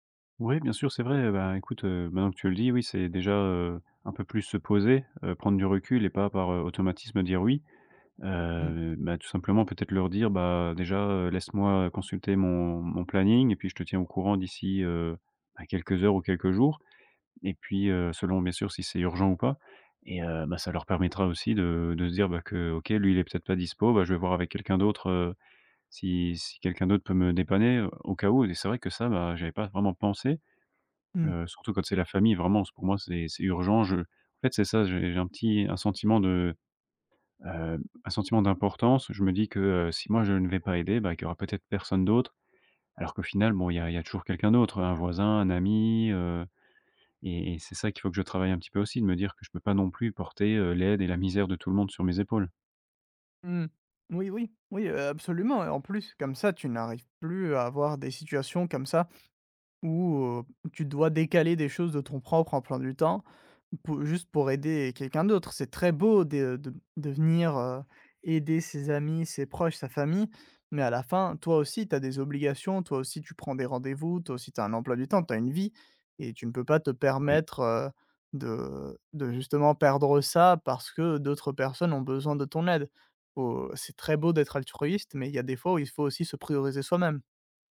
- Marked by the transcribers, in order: other background noise
- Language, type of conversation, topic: French, advice, Comment puis-je apprendre à dire non et à poser des limites personnelles ?